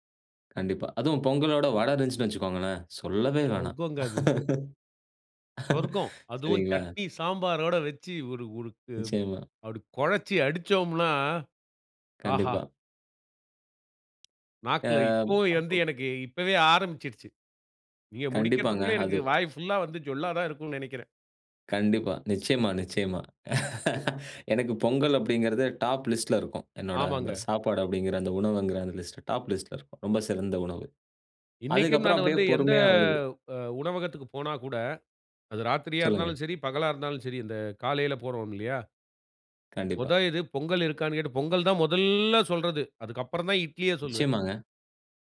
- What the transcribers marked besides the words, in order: laugh; tapping; laugh; in English: "டாப் லிஸ்ட்ல"; in English: "லிஸ்ட் டாப் லிஸ்ட்ல"
- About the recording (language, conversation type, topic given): Tamil, podcast, உணவின் வாசனை உங்கள் உணர்வுகளை எப்படித் தூண்டுகிறது?